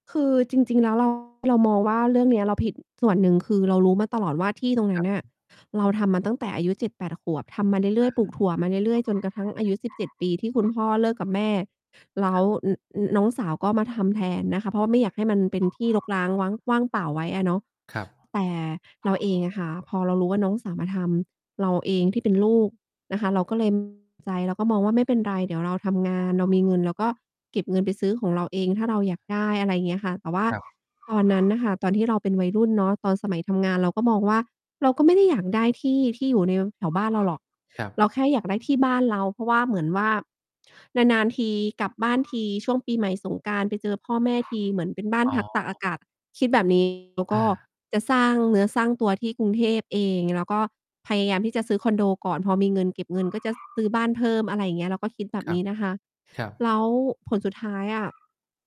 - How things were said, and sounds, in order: distorted speech; other background noise; dog barking
- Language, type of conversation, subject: Thai, advice, ฉันควรทำอย่างไรเมื่อทะเลาะกับพี่น้องเรื่องมรดกหรือทรัพย์สิน?